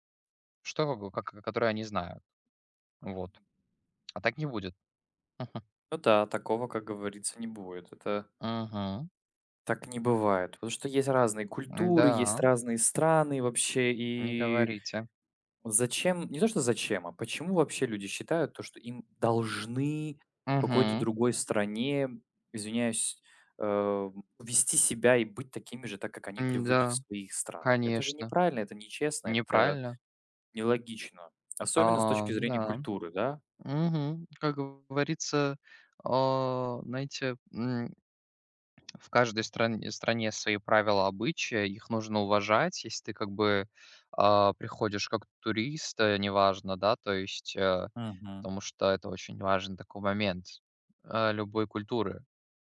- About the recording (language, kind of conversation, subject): Russian, unstructured, Почему люди во время путешествий часто пренебрегают местными обычаями?
- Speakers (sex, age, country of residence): male, 20-24, Germany; male, 25-29, Poland
- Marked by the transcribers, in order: tapping; chuckle; stressed: "должны"